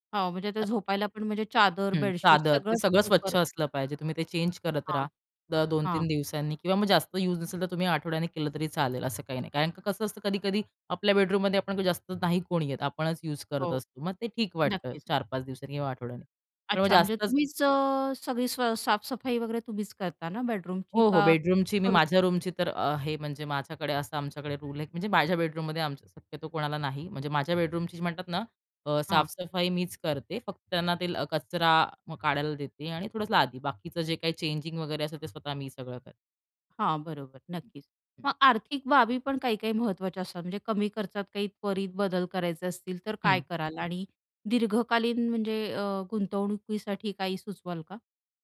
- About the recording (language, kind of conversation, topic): Marathi, podcast, झोपेची जागा अधिक आरामदायी कशी बनवता?
- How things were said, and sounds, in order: unintelligible speech; other background noise; in English: "चेंज"; in English: "बेडरूममध्ये"; in English: "बेडरूमची"; in English: "बेडरूमची"; in English: "रूमची"; background speech; in English: "बेडरूममध्ये"; in English: "बेडरूमची"; other noise